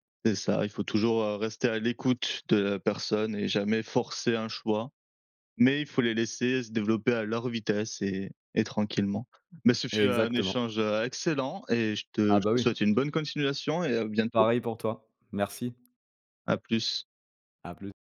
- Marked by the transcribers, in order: tapping
- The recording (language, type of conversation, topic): French, unstructured, Faut-il donner plus de liberté aux élèves dans leurs choix d’études ?
- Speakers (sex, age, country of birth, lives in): male, 25-29, France, France; male, 35-39, France, France